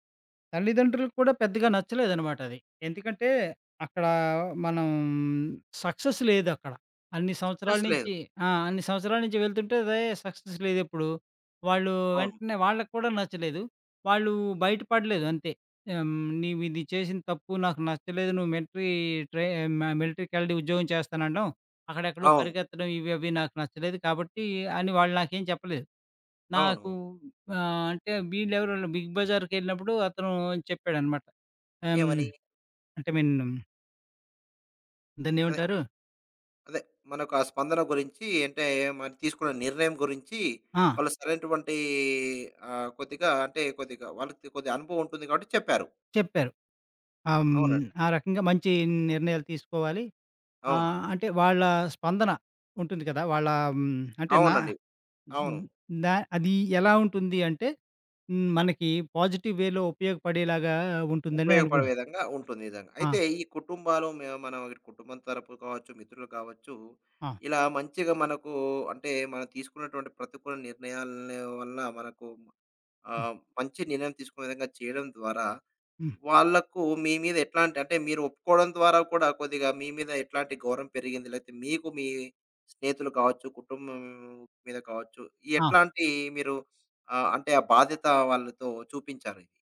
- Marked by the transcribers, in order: in English: "సక్సెస్"; tapping; in English: "సక్సెస్"; in English: "మిలటరీ ట్రై"; in English: "మిలటరీ"; other background noise; in English: "బిగ్ బజార్‌కెళ్ళినప్పుడు"; in English: "పాజిటివ్ వేలో"
- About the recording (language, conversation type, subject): Telugu, podcast, కుటుంబ సభ్యులు మరియు స్నేహితుల స్పందనను మీరు ఎలా ఎదుర్కొంటారు?